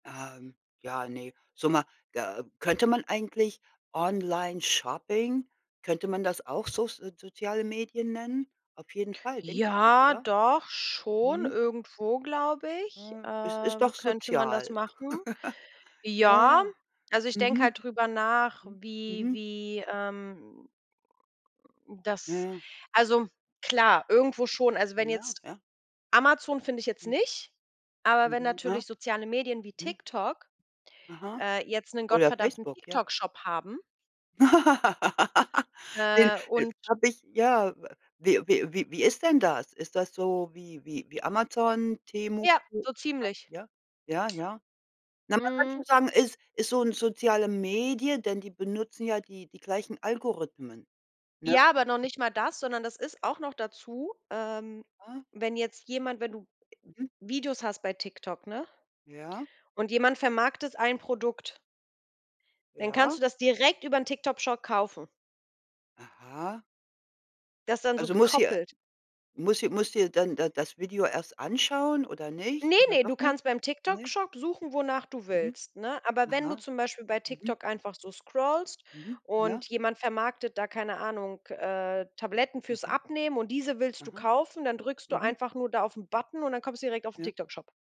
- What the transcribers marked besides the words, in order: other background noise; laugh; unintelligible speech; laugh
- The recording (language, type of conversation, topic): German, unstructured, Wie beeinflussen soziale Medien unser tägliches Leben?